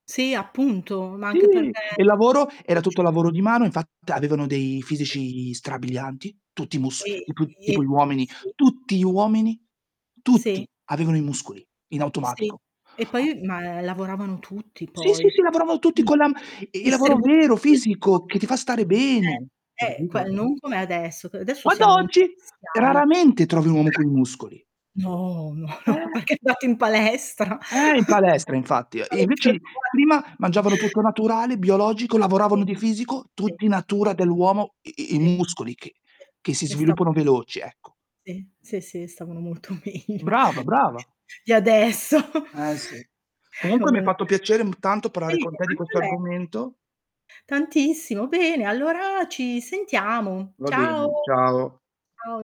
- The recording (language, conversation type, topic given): Italian, unstructured, Quale periodo storico vorresti visitare, se ne avessi la possibilità?
- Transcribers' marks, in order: distorted speech; unintelligible speech; static; stressed: "tutti"; unintelligible speech; unintelligible speech; other background noise; "Guarda" said as "guada"; unintelligible speech; chuckle; laughing while speaking: "ma no, perché è andato in palestra"; chuckle; unintelligible speech; laughing while speaking: "meglio"; laughing while speaking: "adesso"